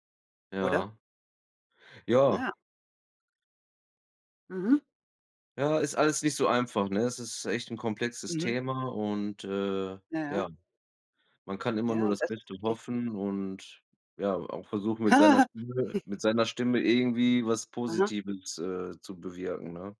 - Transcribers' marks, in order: giggle; chuckle
- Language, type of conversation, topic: German, unstructured, Was macht eine gute Regierung aus?